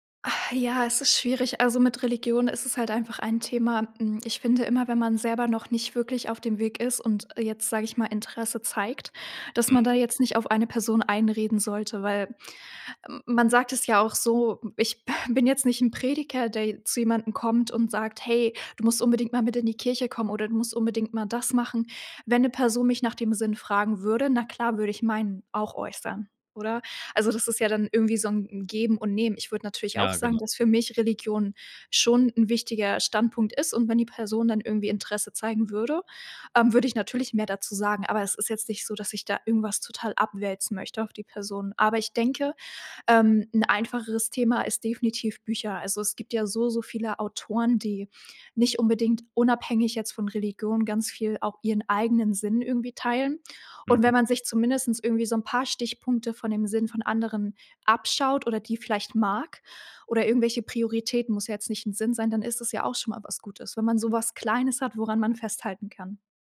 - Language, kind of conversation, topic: German, podcast, Was würdest du einem Freund raten, der nach Sinn im Leben sucht?
- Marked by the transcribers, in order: other noise